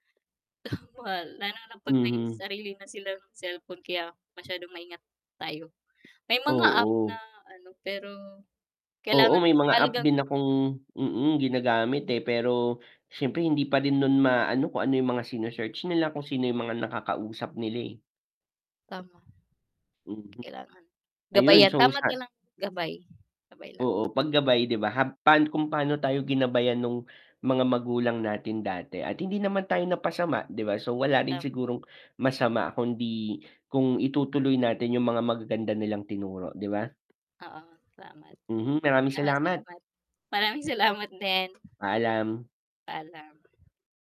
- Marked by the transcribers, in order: unintelligible speech; static; inhale; mechanical hum; tapping; unintelligible speech; inhale; inhale
- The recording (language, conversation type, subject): Filipino, unstructured, Ano ang pinakamahalagang aral na natutunan mo mula sa iyong mga magulang?